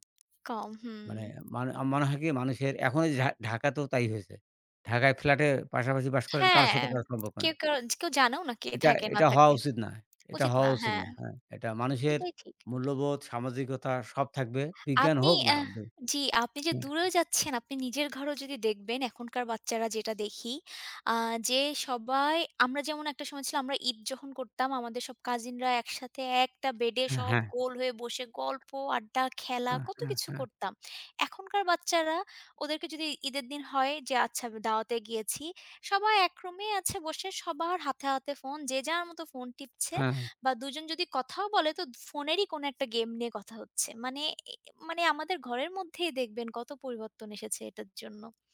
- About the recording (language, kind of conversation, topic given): Bengali, unstructured, বিজ্ঞান কীভাবে তোমার জীবনকে আরও আনন্দময় করে তোলে?
- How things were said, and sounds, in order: other background noise; tapping; lip smack; unintelligible speech